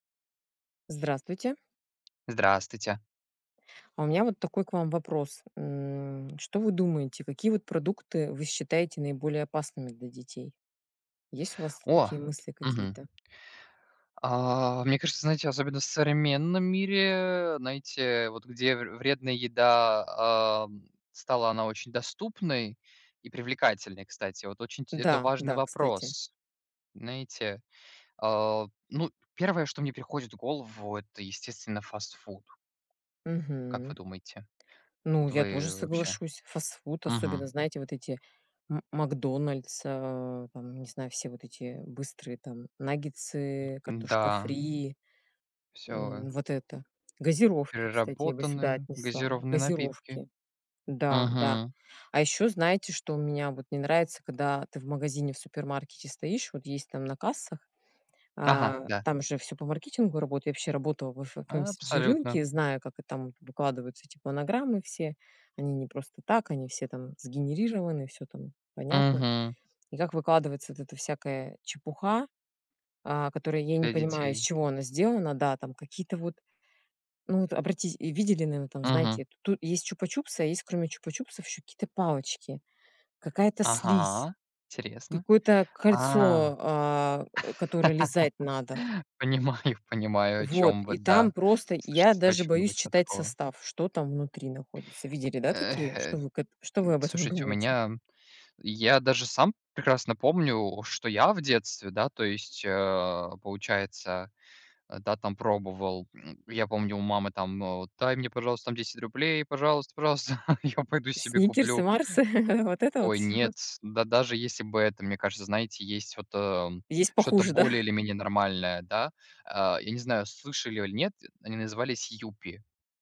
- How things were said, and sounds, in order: tapping; in English: "FMCG"; laugh; laughing while speaking: "понимаю"; laughing while speaking: "пожалуйста"; laughing while speaking: "Марсы - вот это вот всё?"; laughing while speaking: "да?"
- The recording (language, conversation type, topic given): Russian, unstructured, Какие продукты вы считаете наиболее опасными для детей?